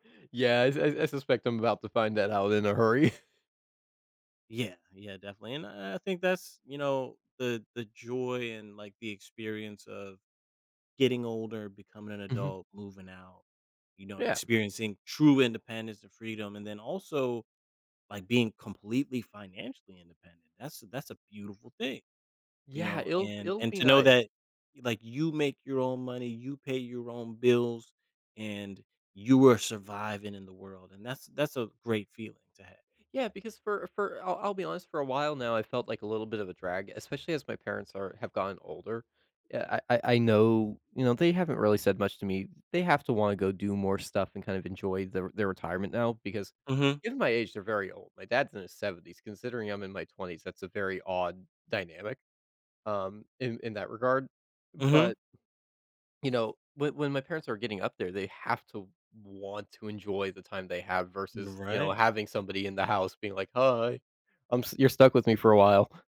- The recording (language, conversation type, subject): English, advice, How can I settle into a new city?
- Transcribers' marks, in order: chuckle; other background noise; tapping